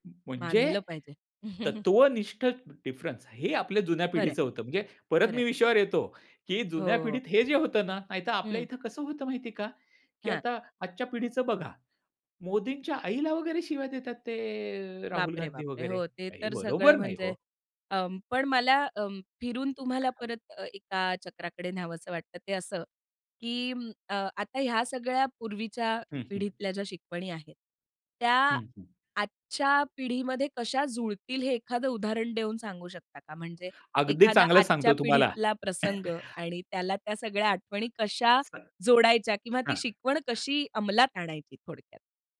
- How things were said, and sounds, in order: other background noise; chuckle; tapping; chuckle; unintelligible speech
- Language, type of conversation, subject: Marathi, podcast, तुमच्या पिढीकडून तुम्हाला मिळालेली सर्वात मोठी शिकवण काय आहे?